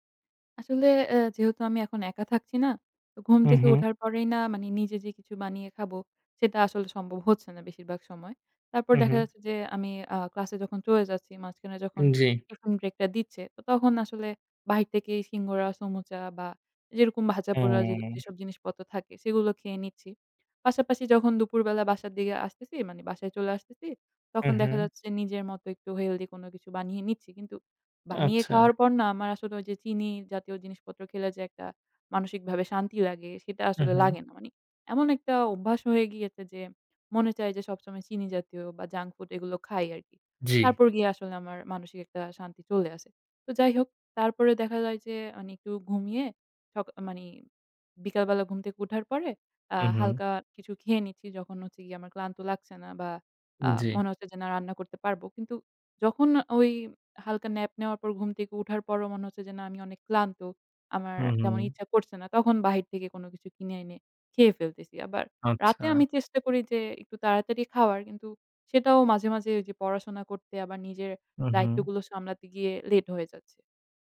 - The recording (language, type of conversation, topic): Bengali, advice, চিনি বা অস্বাস্থ্যকর খাবারের প্রবল লালসা কমাতে না পারা
- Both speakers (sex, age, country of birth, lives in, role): female, 20-24, Bangladesh, Bangladesh, user; male, 20-24, Bangladesh, Bangladesh, advisor
- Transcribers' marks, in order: in English: "break"; "সিঙ্গারা" said as "সিঙ্গোরা"; other background noise; tapping; in English: "junk food"; in English: "nap"; in English: "late"